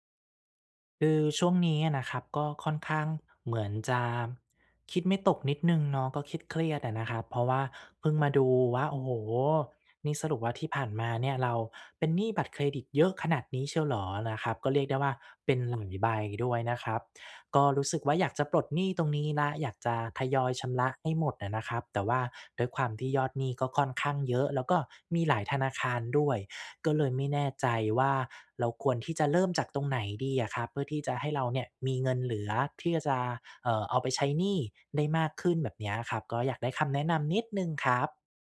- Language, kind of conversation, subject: Thai, advice, ฉันควรจัดงบรายเดือนอย่างไรเพื่อให้ลดหนี้ได้อย่างต่อเนื่อง?
- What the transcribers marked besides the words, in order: unintelligible speech